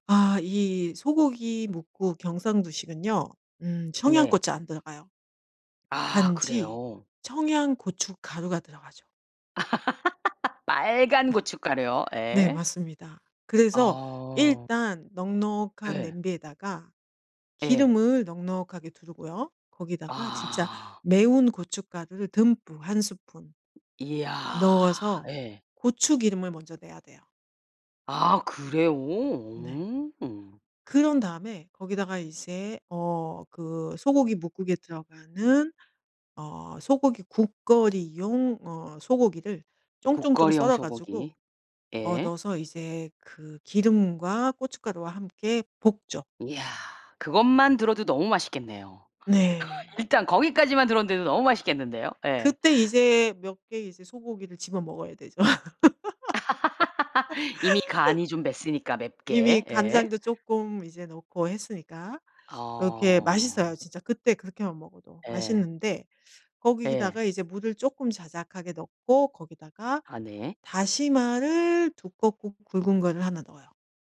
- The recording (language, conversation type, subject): Korean, podcast, 가족에게서 대대로 전해 내려온 음식이나 조리법이 있으신가요?
- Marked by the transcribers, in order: laugh; other noise; other background noise; laugh; laugh